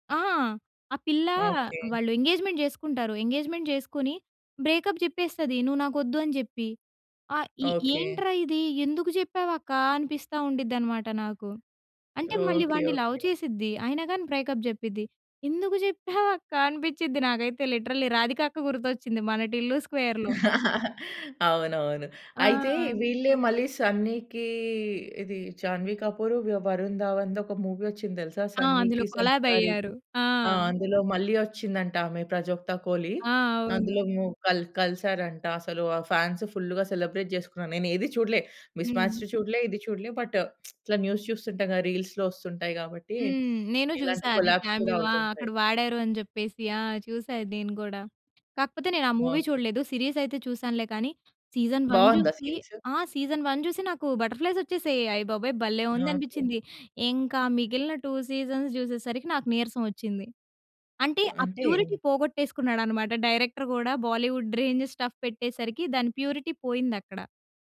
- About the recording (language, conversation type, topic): Telugu, podcast, స్థానిక సినిమా మరియు బోలీవుడ్ సినిమాల వల్ల సమాజంపై పడుతున్న ప్రభావం ఎలా మారుతోందని మీకు అనిపిస్తుంది?
- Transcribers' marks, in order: in English: "ఎంగేజ్మెంట్"; in English: "ఎంగేజ్మెంట్"; in English: "బ్రేకప్"; put-on voice: "అ ఇ ఏంట్రా ఇది? ఎందుకు చెప్పావు అక్క? అనిపిస్తా ఉండిద్ది అన్నమాట నాకు"; in English: "లవ్"; in English: "బ్రేకప్"; in English: "లిటరల్లీ"; chuckle; in English: "మూవీ"; in English: "కొలాబ్"; in English: "ఫాన్స్ ఫుల్‌గా సెలబ్రేట్"; in English: "మిస్ మ్యాచ్డ్"; lip smack; in English: "న్యూస్"; in English: "రీల్స్‌లో"; in English: "కొలాబ్స్"; in English: "క్యామియో"; in English: "మూవీ"; in English: "సీరీస్"; in English: "సీజన్ వన్"; in English: "సీజన్ వన్"; in English: "బటర్ ఫ్లైస్"; in English: "టూ సీజన్స్"; in English: "ప్యూరిటీ"; in English: "డైరెక్టర్"; in English: "బాలీవుడ్ రేంజ్ స్టఫ్"; in English: "ప్యూరిటీ"